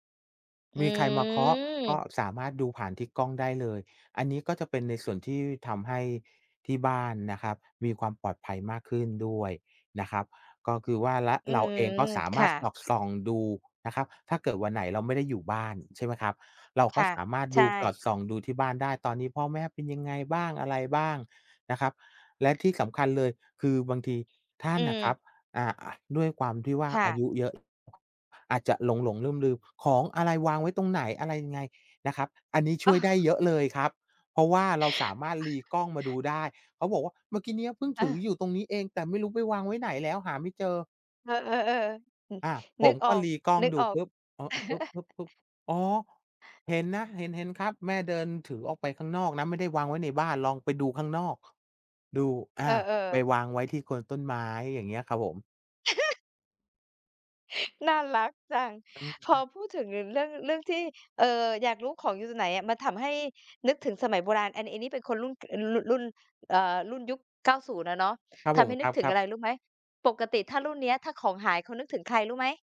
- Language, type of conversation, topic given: Thai, unstructured, คุณคิดอย่างไรกับการเปลี่ยนแปลงของครอบครัวในยุคปัจจุบัน?
- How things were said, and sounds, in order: drawn out: "อืม"; other noise; other background noise; laughing while speaking: "อ้อ"; chuckle; laugh; laugh